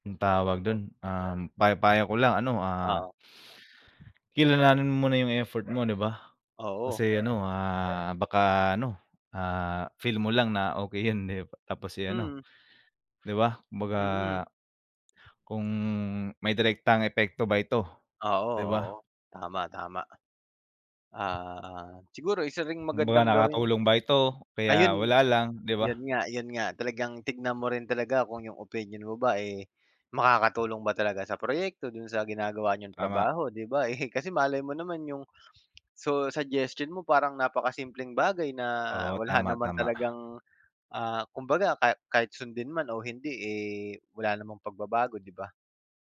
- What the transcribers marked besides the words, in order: fan; dog barking; tapping; laughing while speaking: "eh"
- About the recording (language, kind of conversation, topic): Filipino, unstructured, Ano ang nararamdaman mo kapag binabalewala ng iba ang mga naiambag mo?